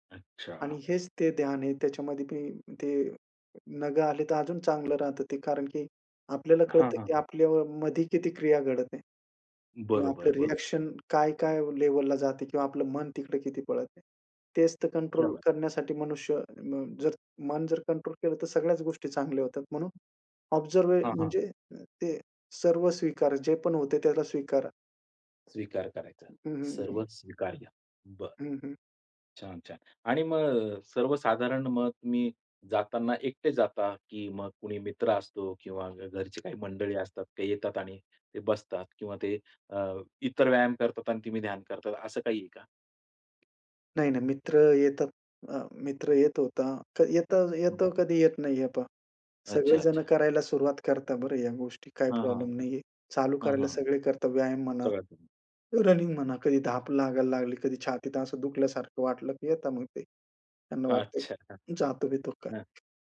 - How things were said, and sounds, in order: other background noise; in English: "रिअ‍ॅक्शन"; tapping; in English: "ऑब्झर्व्ह"; chuckle
- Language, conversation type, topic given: Marathi, podcast, शहरी उद्यानात निसर्गध्यान कसे करावे?